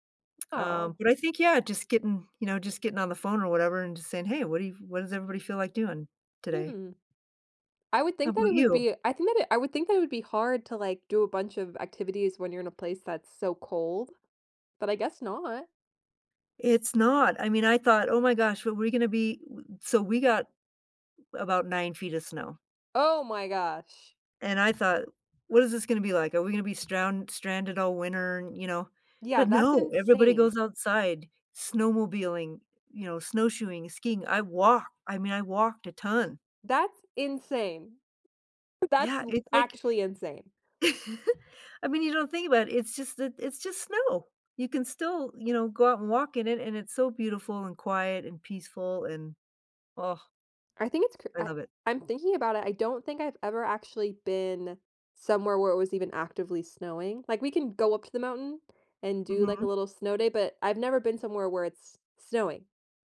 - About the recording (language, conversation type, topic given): English, unstructured, What do you like doing for fun with friends?
- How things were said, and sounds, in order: tapping; chuckle